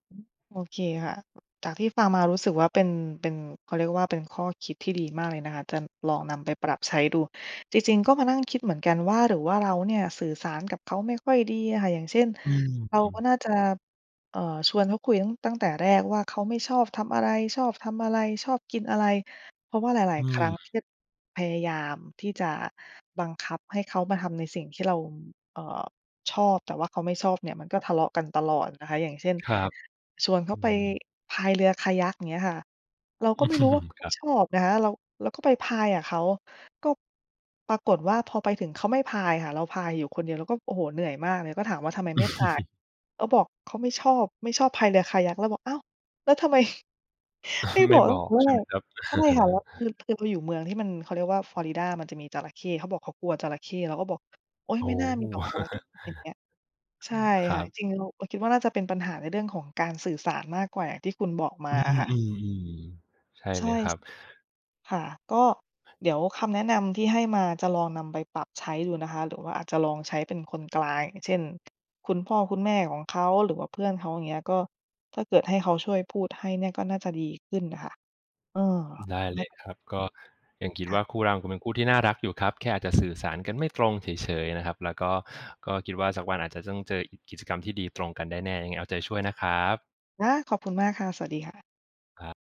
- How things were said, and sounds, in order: other background noise; laughing while speaking: "อืม"; chuckle; chuckle; chuckle; chuckle; unintelligible speech
- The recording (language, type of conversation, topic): Thai, advice, คุณทะเลาะกับคู่รักเพราะความเข้าใจผิดในการสื่อสารอย่างไร และอยากให้การพูดคุยครั้งนี้ได้ผลลัพธ์แบบไหน?